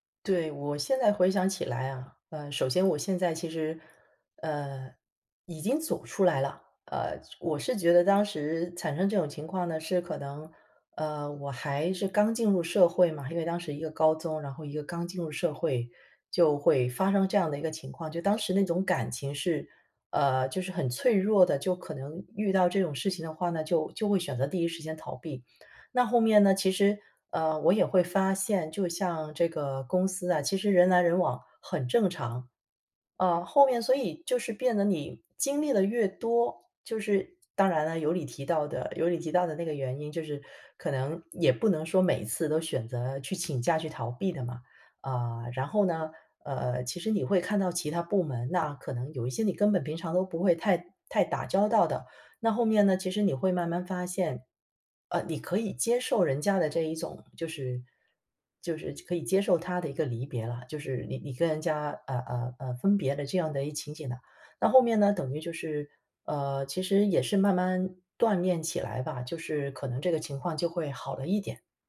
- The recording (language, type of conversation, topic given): Chinese, podcast, 你觉得逃避有时候算是一种自我保护吗？
- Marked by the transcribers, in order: none